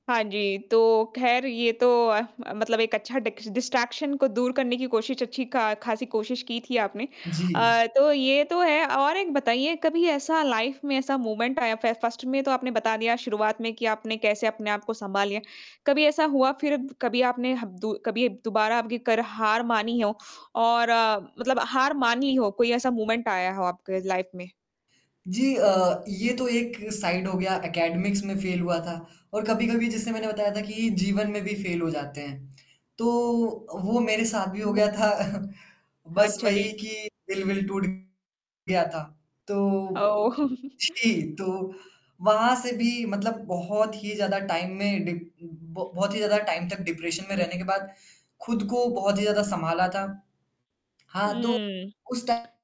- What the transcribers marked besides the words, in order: static; in English: "डिक्स डिस्ट्रैक्शन"; distorted speech; in English: "लाइफ़"; in English: "मोमेंट"; in English: "फ फ़र्स्ट"; in English: "मोमेंट"; in English: "लाइफ़"; in English: "साइड"; in English: "एकेडमिक्स"; in English: "फ़ेल"; in English: "फ़ेल"; chuckle; laugh; in English: "टाइम"; in English: "टाइम"; in English: "डिप्रेशन"
- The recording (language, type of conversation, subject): Hindi, podcast, असफल होने के बाद आप अपना आत्मविश्वास कैसे वापस लाते हैं?